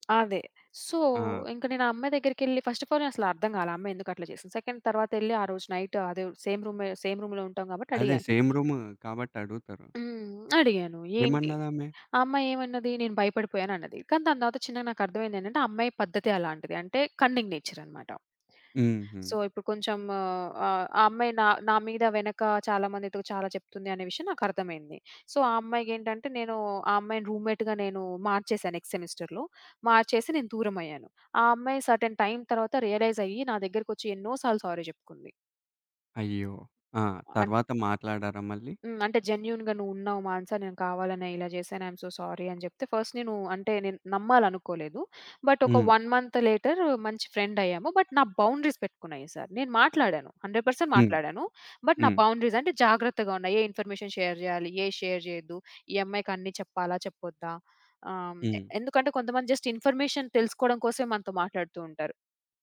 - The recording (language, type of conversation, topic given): Telugu, podcast, ఇతరుల పట్ల సానుభూతి ఎలా చూపిస్తారు?
- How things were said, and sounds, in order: tapping; in English: "సో"; in English: "ఫస్ట్ ఆఫ్ ఆల్"; other background noise; in English: "సెకండ్"; in English: "నైట్"; in English: "సేమ్ రూమ్ సేమ్ రూమ్‌లో"; in English: "సేమ్"; in English: "కన్నింగ్"; in English: "సో"; in English: "సో"; in English: "రూమ్‌మేట్‌గా"; in English: "నెక్స్ట్ సెమిస్టర్‌లో"; in English: "సెర్టైన్ టైమ్"; in English: "రియలైజ్"; in English: "సారీ"; in English: "జెన్యూన్‌గా"; in English: "ఐ యం సో సారీ"; in English: "ఫస్ట్"; in English: "బట్"; in English: "వన్ మంత్ లేటర్"; in English: "ఫ్రెండ్"; in English: "బట్"; in English: "బౌండరీస్"; in English: "హండ్రెడ్ పర్సెంట్"; in English: "బట్"; in English: "బౌండరీస్"; in English: "ఇన్ఫర్‌మేషన్ షేర్"; in English: "షేర్"; in English: "జస్ట్ ఇన్ఫర్‌మేషన్"